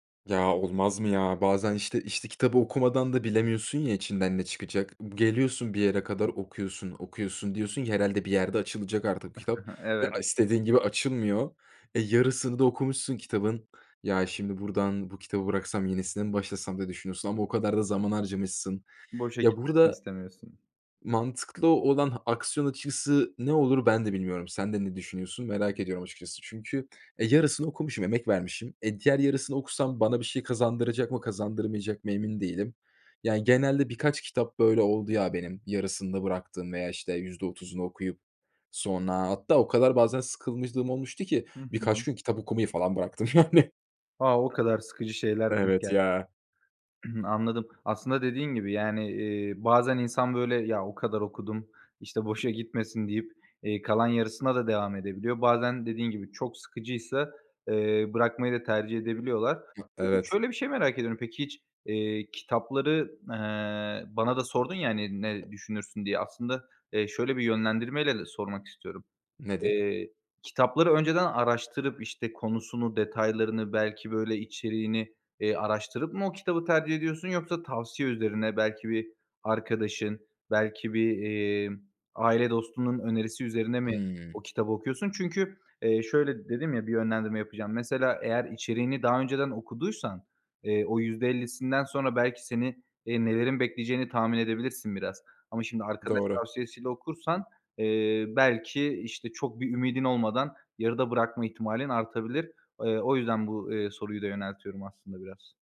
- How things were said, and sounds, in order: chuckle; laughing while speaking: "yani"; other background noise; throat clearing
- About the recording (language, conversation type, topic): Turkish, podcast, Yeni bir alışkanlık kazanırken hangi adımları izlersin?